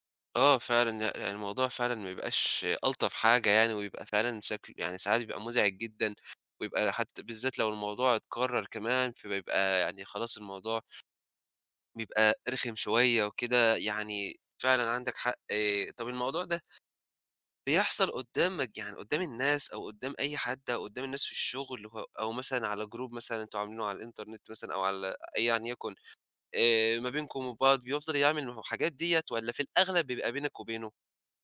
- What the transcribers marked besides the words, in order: other background noise; in English: "جروب"; in English: "الinternet"
- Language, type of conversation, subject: Arabic, advice, صديق بيسخر مني قدام الناس وبيحرجني، أتعامل معاه إزاي؟